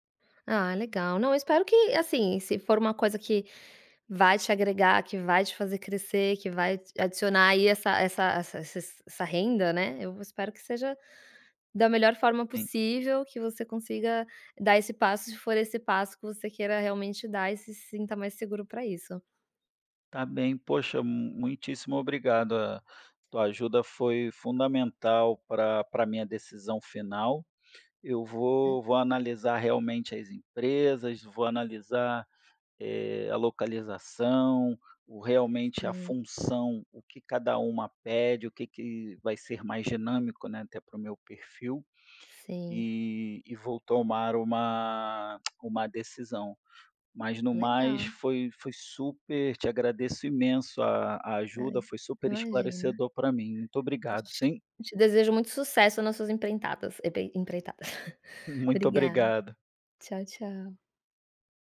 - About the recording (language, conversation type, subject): Portuguese, advice, Como posso lidar com o medo intenso de falhar ao assumir uma nova responsabilidade?
- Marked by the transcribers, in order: unintelligible speech; tapping; "empreitadas" said as "emprentadas"; chuckle